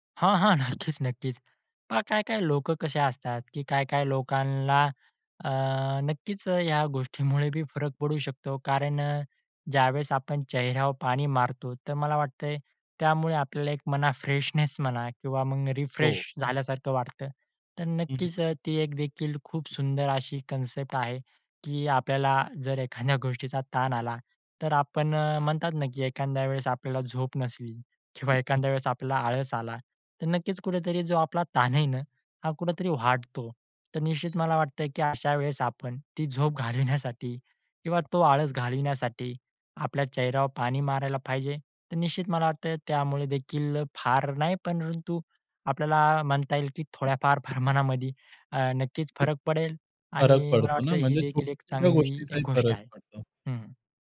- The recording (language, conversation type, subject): Marathi, podcast, दैनंदिन ताण हाताळण्यासाठी तुमच्या सवयी काय आहेत?
- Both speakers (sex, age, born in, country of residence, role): male, 20-24, India, India, guest; male, 30-34, India, India, host
- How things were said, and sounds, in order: laughing while speaking: "नक्कीच, नक्कीच"; in English: "रिफ्रेश"; tapping; other background noise; other noise